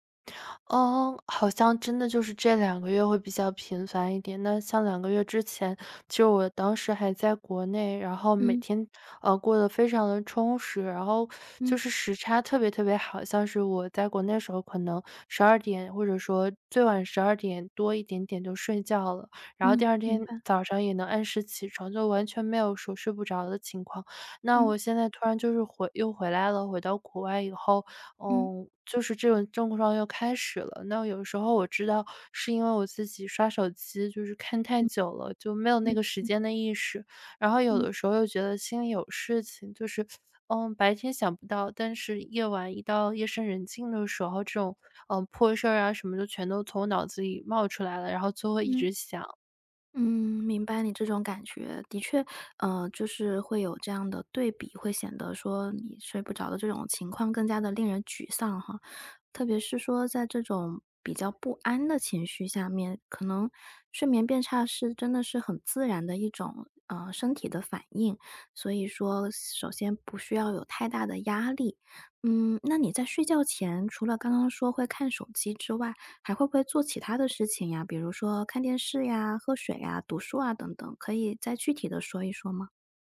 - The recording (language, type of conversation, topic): Chinese, advice, 夜里反复胡思乱想、无法入睡怎么办？
- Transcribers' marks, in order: none